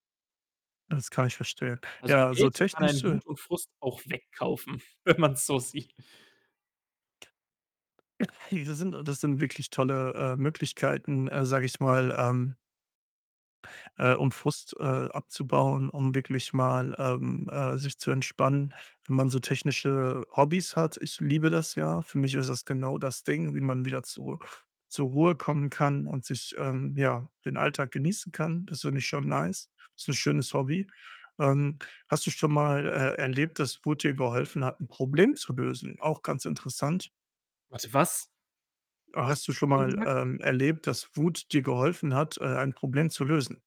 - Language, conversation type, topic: German, unstructured, Wie gehst du mit Wut oder Frust um?
- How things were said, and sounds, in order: laughing while speaking: "wenn man's so sieht"; other background noise; in English: "nice"; surprised: "Warte, was?"; distorted speech